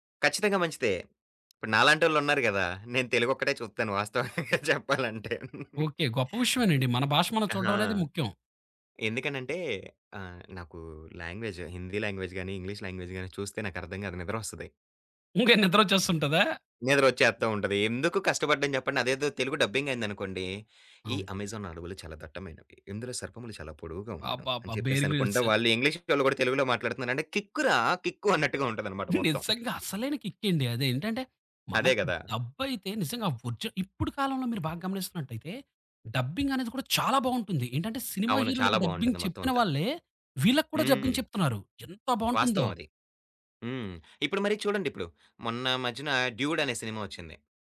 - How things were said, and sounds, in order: laughing while speaking: "వాస్తవంగా చెప్పాలంటే"; in English: "హిందీ లాంగ్వేజ్‍గాని, ఇంగ్లీష్ లాంగ్వేజ్‍గాని"; laughing while speaking: "ఇంగే"; in English: "బేర్ గ్రిల్స్"; in English: "ఇంగ్లీష్"; in English: "కిక్"; giggle; other background noise; in English: "కిక్"; in English: "డబ్"; in English: "ఒరిజినల్"; in English: "డబ్బింగ్"; in English: "డబ్బింగ్"
- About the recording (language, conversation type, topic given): Telugu, podcast, స్ట్రీమింగ్ యుగంలో మీ అభిరుచిలో ఎలాంటి మార్పు వచ్చింది?